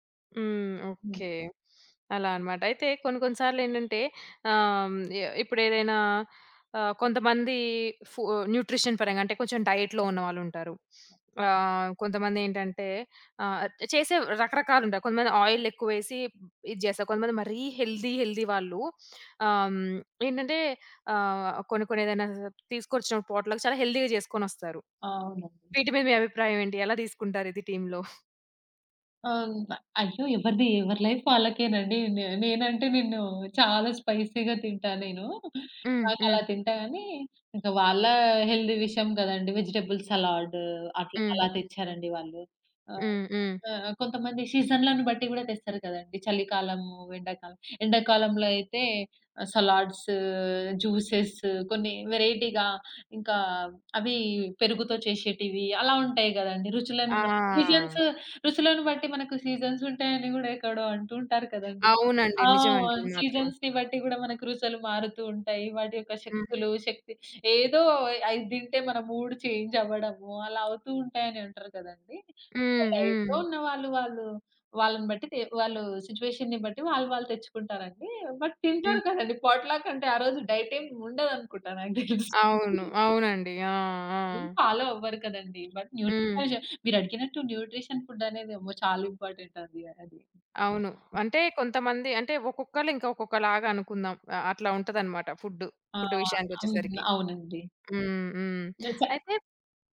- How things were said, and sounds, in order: lip smack; in English: "న్యూట్రిషన్"; in English: "డైట్‌లో"; in English: "హెల్తీ, హెల్తీ"; in English: "పాట్‌లక్"; in English: "హెల్తీగా"; other background noise; in English: "టీమ్‌లో?"; in English: "లైఫ్"; in English: "స్పైసీ‌గా"; in English: "హెల్తీ"; in English: "వెజిటబుల్"; in English: "సలాడ్స్, జ్యూసెస్స్"; in English: "వేరైటీ‌గా"; in English: "సీజన్స్"; in English: "సీజన్స్‌ని"; in English: "మూడ్ చేంజ్"; in English: "డైట్‌లో"; in English: "సిట్యుయేషన్‌ని"; in English: "బట్"; in English: "పాట్‌లక్"; in English: "డైట్"; tapping; chuckle; in English: "ఫాలో"; in English: "బట్"; in English: "న్యూట్రిషన్"; in English: "ఇంపార్టెంట్"; in English: "ఫుడ్"
- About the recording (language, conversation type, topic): Telugu, podcast, పొట్లక్ పార్టీలో మీరు ఎలాంటి వంటకాలు తీసుకెళ్తారు, ఎందుకు?